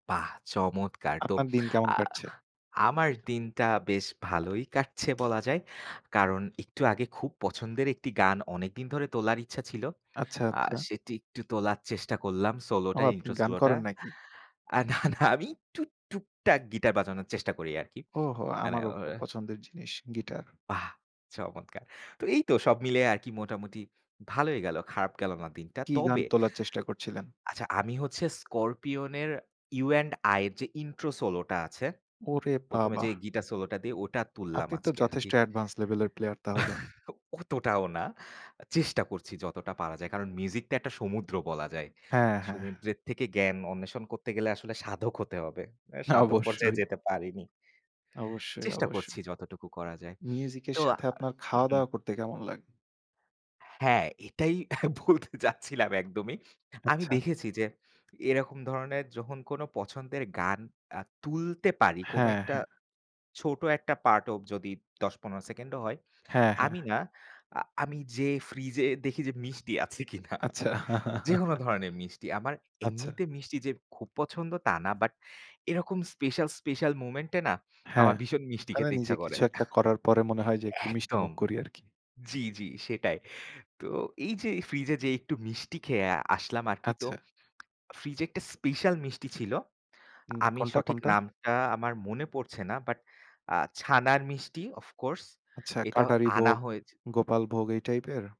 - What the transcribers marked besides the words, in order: tapping; laughing while speaking: "না, না"; laugh; laughing while speaking: "এটাই বলতে যাচ্ছিলাম একদমই"; laughing while speaking: "কিনা"; laugh; chuckle; tongue click
- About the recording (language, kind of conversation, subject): Bengali, unstructured, মিষ্টান্নের মধ্যে কোনটি আপনার সবচেয়ে প্রিয়, এবং কেন?